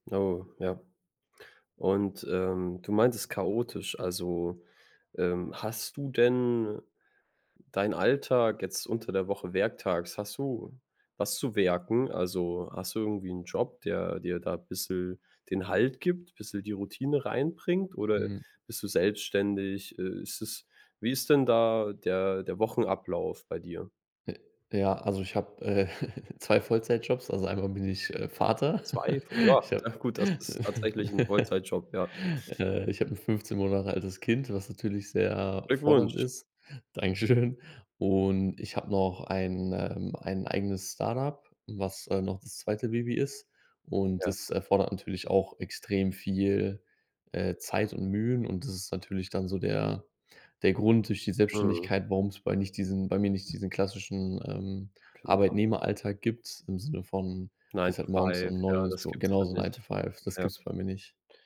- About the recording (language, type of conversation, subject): German, advice, Wie kann ich damit umgehen, dass die Grenzen zwischen Werktagen und Wochenende bei mir verschwimmen und mein Tagesablauf dadurch chaotisch wird?
- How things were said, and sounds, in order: giggle; giggle; other background noise; in English: "nine to five"; in English: "nine to five"